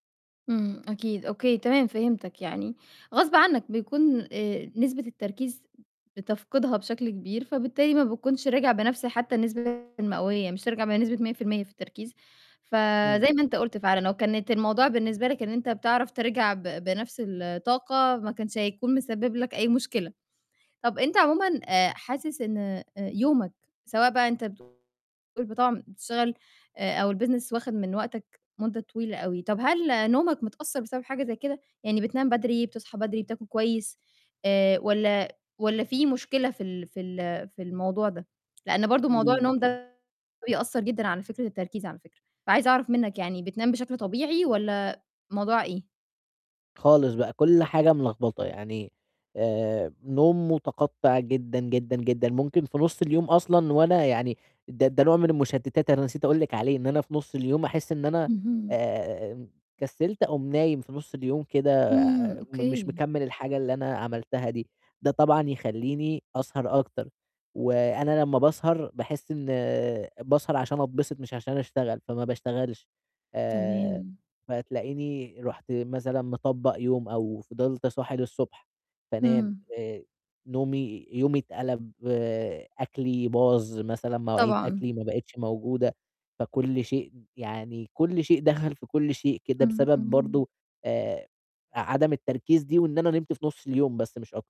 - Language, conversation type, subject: Arabic, advice, إزاي أقدر أزود تركيزي لفترات أطول خلال يومي؟
- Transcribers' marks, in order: distorted speech; unintelligible speech; in English: "الbusiness"; unintelligible speech; tapping